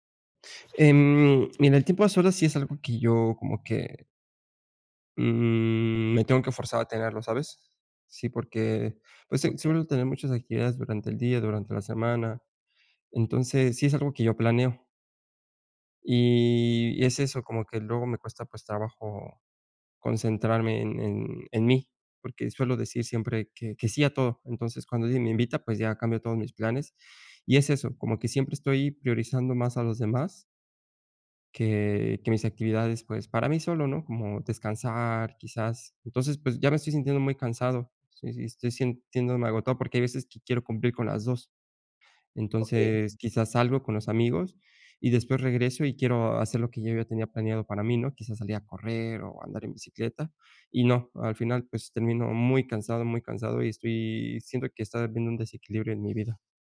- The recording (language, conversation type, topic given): Spanish, advice, ¿Cómo puedo equilibrar el tiempo con amigos y el tiempo a solas?
- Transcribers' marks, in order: other background noise